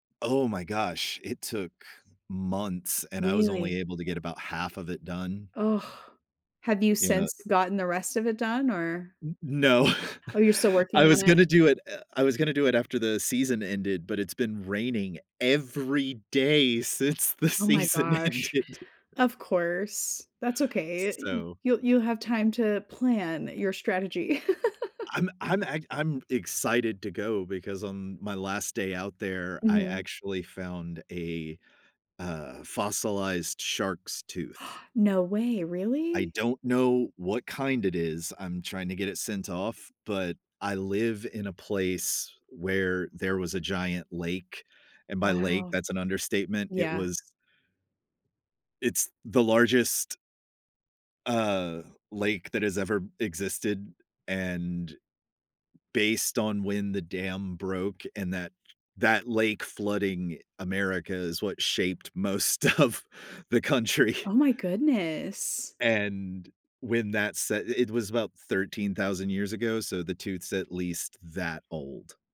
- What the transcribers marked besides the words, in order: stressed: "months"; chuckle; stressed: "every day"; laughing while speaking: "season ended"; giggle; gasp; other background noise; laughing while speaking: "of the country"
- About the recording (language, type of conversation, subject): English, unstructured, How can I make a meal feel more comforting?
- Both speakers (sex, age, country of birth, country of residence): female, 35-39, United States, United States; male, 40-44, United States, United States